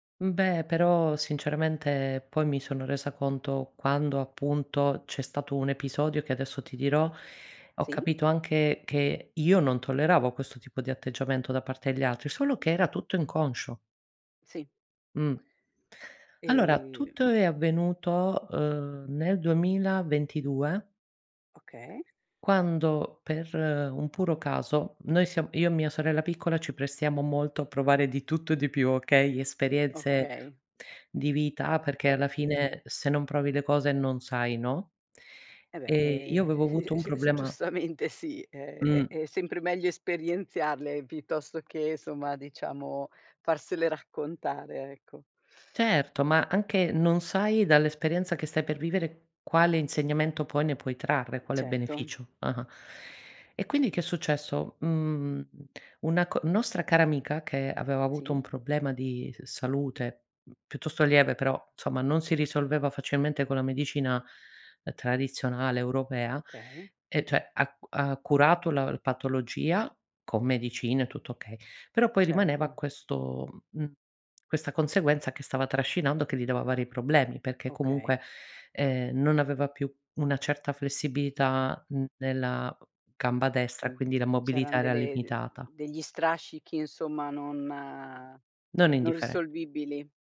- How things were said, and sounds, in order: tapping; other background noise; unintelligible speech; "insomma" said as "nsomma"; "cioè" said as "ceh"
- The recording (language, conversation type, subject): Italian, podcast, Come capisci quando è il momento di ascoltare invece di parlare?